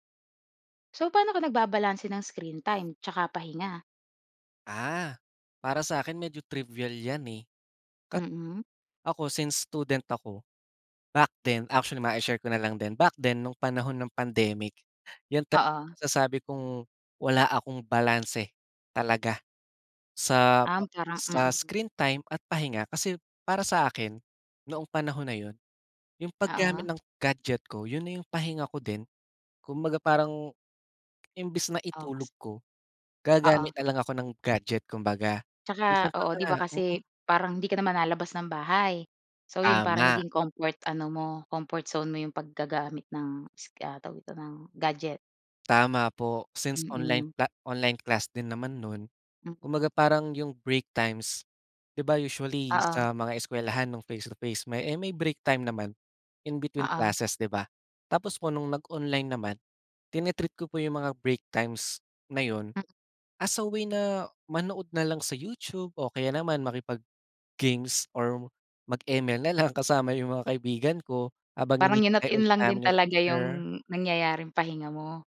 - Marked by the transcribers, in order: in English: "trivial"; other background noise
- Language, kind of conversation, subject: Filipino, podcast, Paano mo binabalanse ang oras mo sa paggamit ng mga screen at ang pahinga?